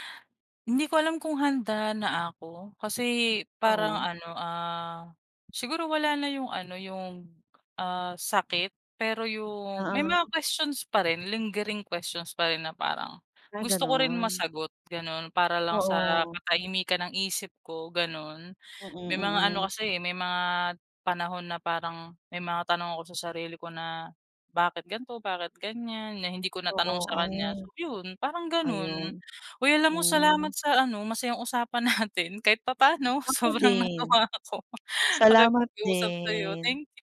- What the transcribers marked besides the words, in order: other background noise; tapping; in English: "lingering questions"; laughing while speaking: "natin"; laughing while speaking: "sobrang natuwa ako"
- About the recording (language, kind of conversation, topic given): Filipino, podcast, Paano ka nakabangon matapos maranasan ang isang malaking pagkabigo?